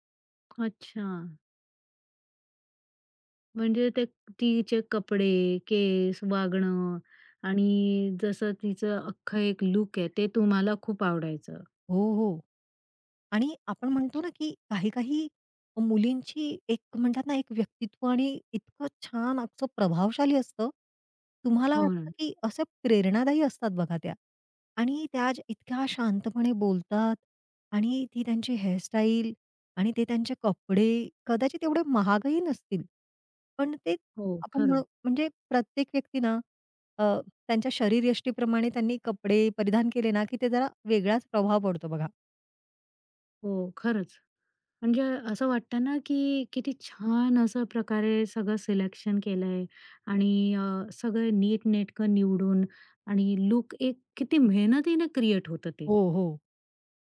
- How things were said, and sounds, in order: tapping; other background noise
- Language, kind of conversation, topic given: Marathi, podcast, मित्रमंडळींपैकी कोणाचा पेहरावाचा ढंग तुला सर्वात जास्त प्रेरित करतो?